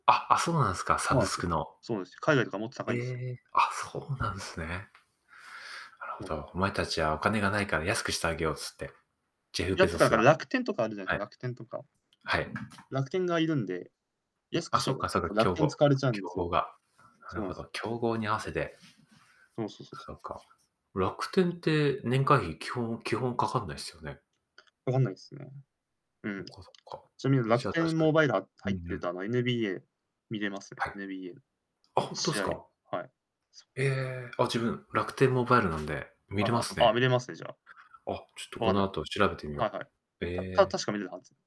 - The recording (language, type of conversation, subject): Japanese, unstructured, 好きなスポーツチームが負けて怒ったことはありますか？
- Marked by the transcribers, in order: other background noise